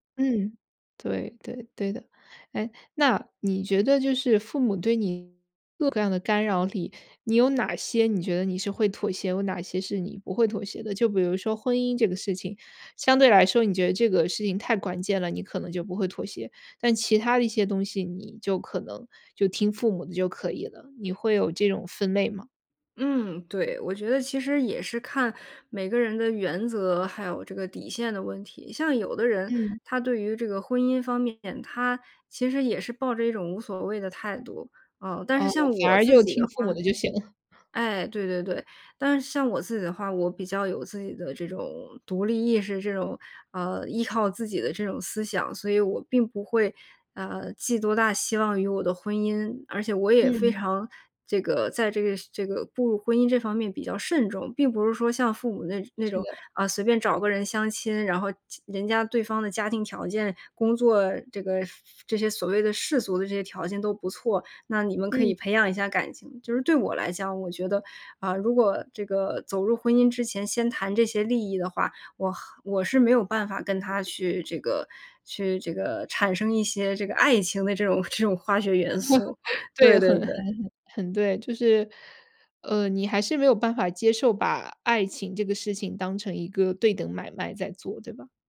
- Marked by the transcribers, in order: other noise; laughing while speaking: "这种"; laugh
- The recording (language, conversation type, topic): Chinese, podcast, 当父母干预你的生活时，你会如何回应？